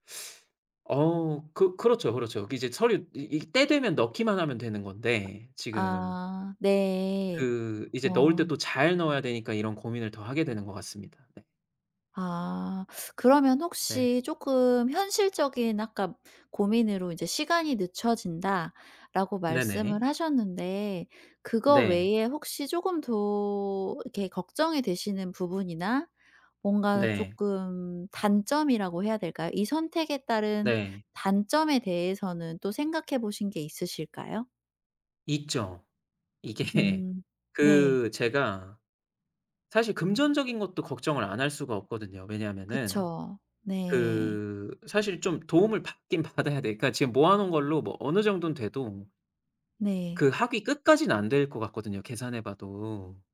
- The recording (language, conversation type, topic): Korean, advice, 재교육이나 진학을 통해 경력을 전환하는 것을 고민하고 계신가요?
- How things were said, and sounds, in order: other background noise; laughing while speaking: "이게"